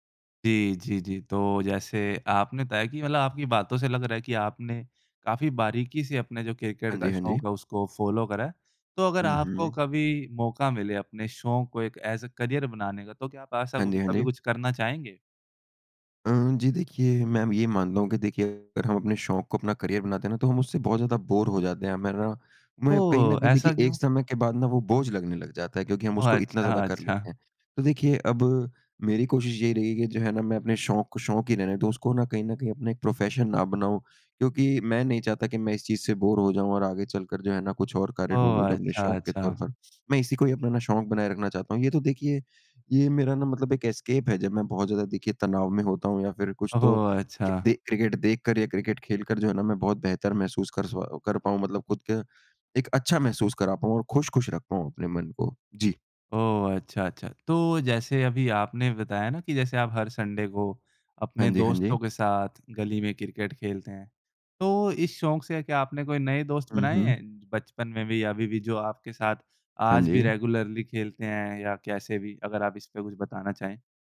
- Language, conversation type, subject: Hindi, podcast, कौन सा शौक आपको सबसे ज़्यादा सुकून देता है?
- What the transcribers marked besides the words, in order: other background noise; in English: "फ़ॉलो"; in English: "एज़ ए करियर"; in English: "करियर"; in English: "बोर"; in English: "प्रोफ़ेशन"; in English: "बोर"; in English: "एस्केप"; in English: "संडे"; in English: "रेगुलर्ली"